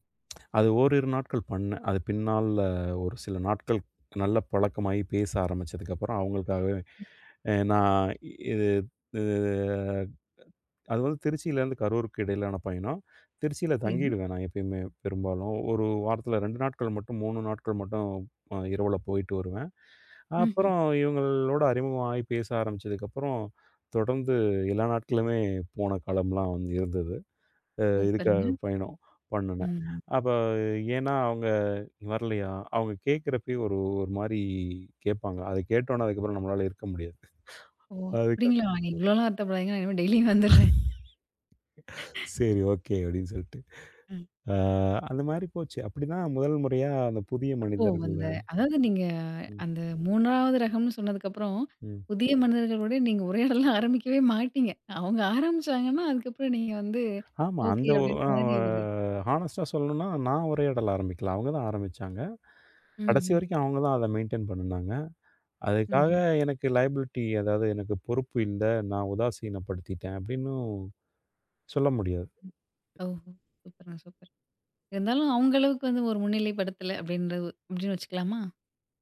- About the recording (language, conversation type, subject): Tamil, podcast, புதிய மனிதர்களுடன் உரையாடலை எவ்வாறு தொடங்குவீர்கள்?
- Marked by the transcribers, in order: other background noise; other noise; laughing while speaking: "நான் இனிமே டெய்லியும் வந்தர்றேன்"; laugh; laughing while speaking: "புதிய மனிதர்களோடு நீங்க உரையாடல்லாம் ஆரம்பிக்கவே மாட்டீங்க"; in English: "ஹானஸ்ட்டா"; in English: "மெயின்டெயின்"; in English: "லையபிலிட்டி"